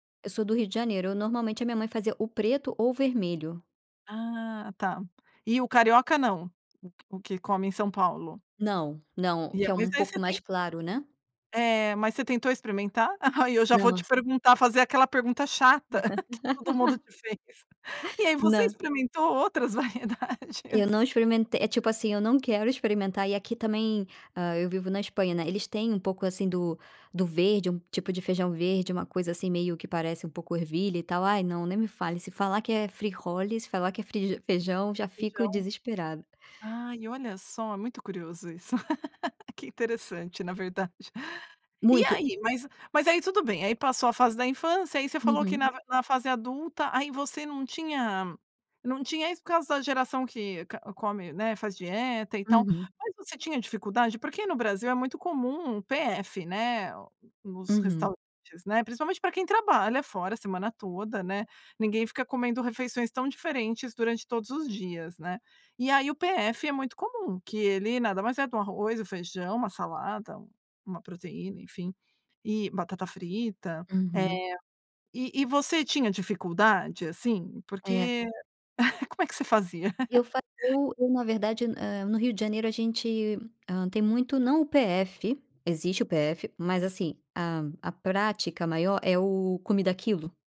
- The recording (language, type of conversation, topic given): Portuguese, podcast, Como eram as refeições em família na sua infância?
- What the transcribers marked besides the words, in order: tapping; laugh; chuckle; laughing while speaking: "variedades?"; in Spanish: "frijoles"; laugh; chuckle